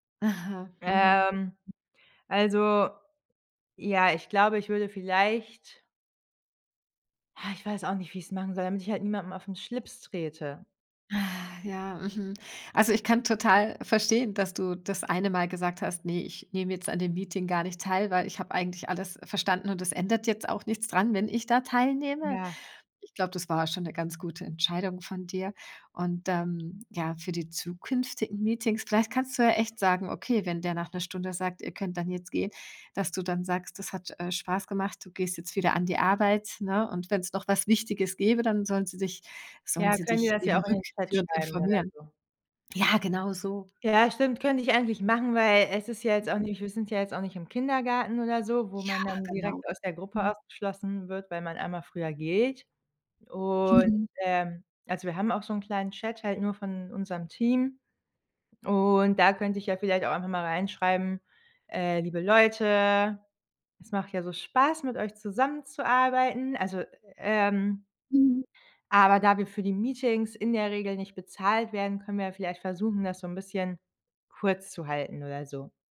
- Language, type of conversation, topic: German, advice, Wie schaffst du es, nach Meetings wieder in konzentriertes, ungestörtes Arbeiten zu finden?
- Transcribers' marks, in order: other background noise; unintelligible speech